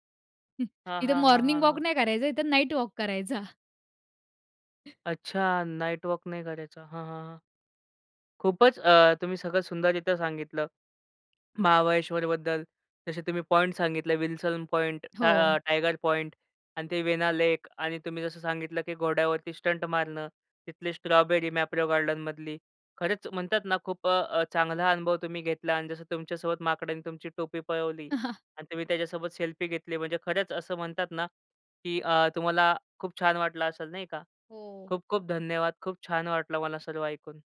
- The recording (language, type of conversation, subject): Marathi, podcast, तुमच्या आवडत्या निसर्गस्थळाबद्दल सांगू शकाल का?
- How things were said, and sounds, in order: chuckle; in English: "मॉर्निंग वॉक"; in English: "नाईट वॉक"; other background noise; in English: "नाईट वॉक"; chuckle